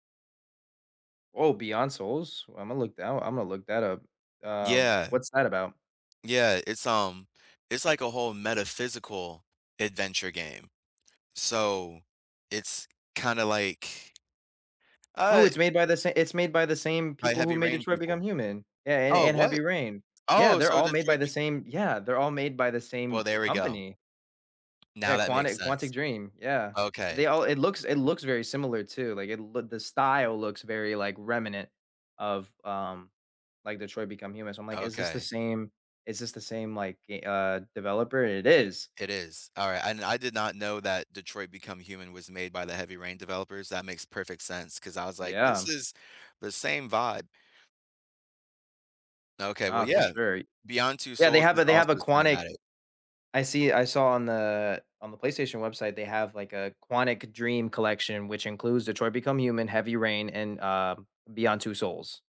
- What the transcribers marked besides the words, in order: tapping; stressed: "is"
- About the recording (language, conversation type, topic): English, unstructured, Which video games feel as cinematic as your favorite movies, and why did they resonate with you?
- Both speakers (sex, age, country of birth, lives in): male, 18-19, United States, United States; male, 30-34, United States, United States